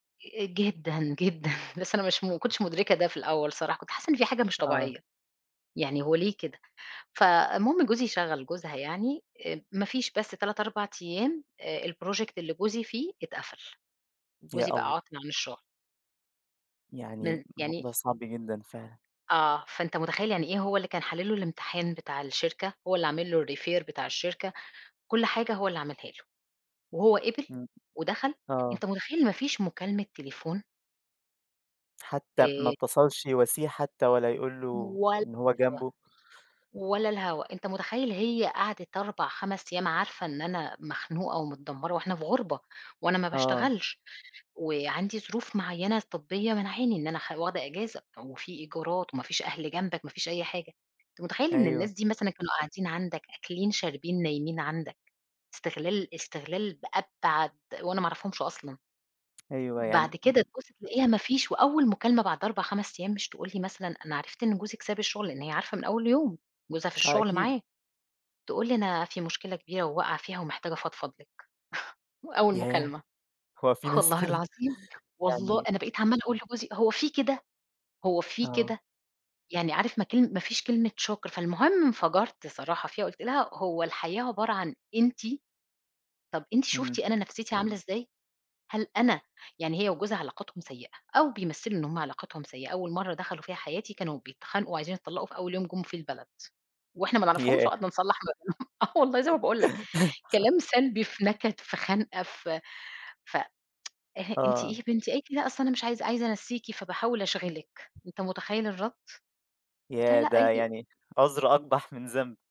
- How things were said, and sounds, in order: chuckle; other background noise; in English: "الproject"; tapping; in English: "الrefer"; chuckle; laughing while speaking: "هو في ناس كده؟"; laughing while speaking: "ما بينهم. آه والله، زي ما باقول لَك"; laugh; tsk
- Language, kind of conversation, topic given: Arabic, advice, إزاي بتحس لما ما بتحطّش حدود واضحة في العلاقات اللي بتتعبك؟